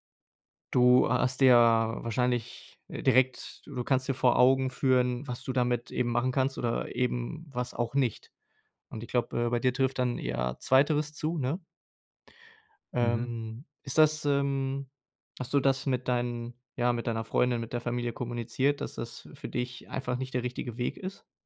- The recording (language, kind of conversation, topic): German, advice, Wie kann ich Risiken eingehen, obwohl ich Angst vor dem Scheitern habe?
- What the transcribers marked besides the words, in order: none